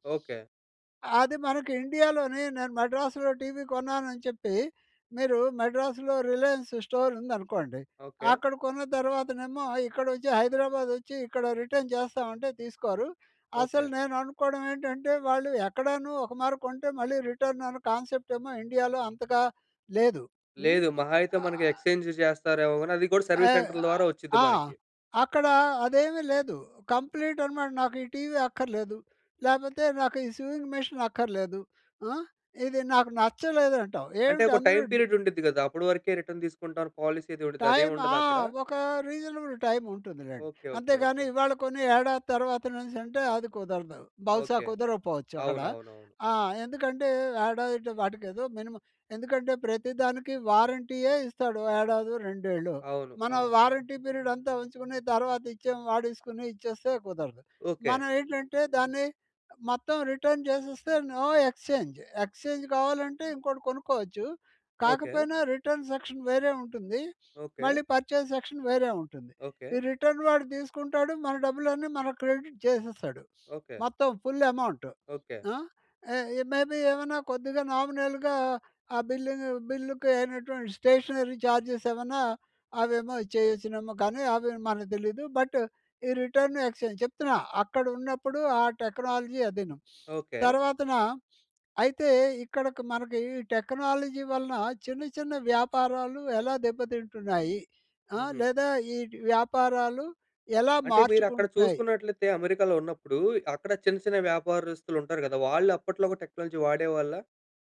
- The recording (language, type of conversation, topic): Telugu, podcast, టెక్నాలజీ చిన్న వ్యాపారాలను ఎలా మార్చుతోంది?
- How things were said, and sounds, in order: in English: "స్టోర్"; in English: "రిటర్న్"; in English: "రిటర్న్"; in English: "కాన్సెప్ట్"; in English: "ఎక్స్‌చెంజ్"; other noise; in English: "సర్వీస్ సెంటర్"; in English: "కంప్లీట్"; in English: "సీవింగ్ మిషన్"; in English: "టైమ్ పీరియడ్"; in English: "రిటర్న్"; in English: "పాలిసీ"; in English: "టైం"; in English: "రీజనబుల్ టైమ్"; in English: "మినిమమ్"; in English: "వారంటీ పీరియడ్"; in English: "రిటర్న్"; in English: "నో ఎక్స్‌చెంజ్, ఎక్స్‌చెంజ్"; in English: "రిటర్న్ సెక్షన్"; in English: "పర్చేజ్ సెక్షన్"; in English: "రిటర్న్"; in English: "క్రెడిట్"; sniff; in English: "ఫుల్ అమౌంట్"; in English: "మేబి"; in English: "నామినల్‌గా"; in English: "స్టేషనరీ ఛార్జెస్"; in English: "బట్"; in English: "రిటర్న్, ఎక్స్‌చెంజ్"; in English: "టెక్నాలజీ"; sniff; in English: "టెక్నాలజీ"; in English: "టెక్నాలజీ"